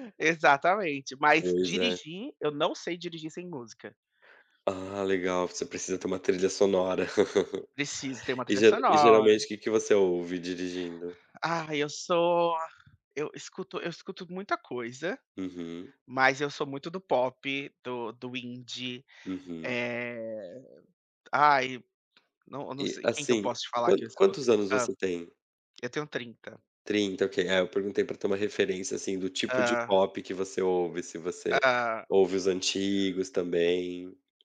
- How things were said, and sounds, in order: laugh; tapping
- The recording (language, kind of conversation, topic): Portuguese, unstructured, Como a música afeta o seu humor no dia a dia?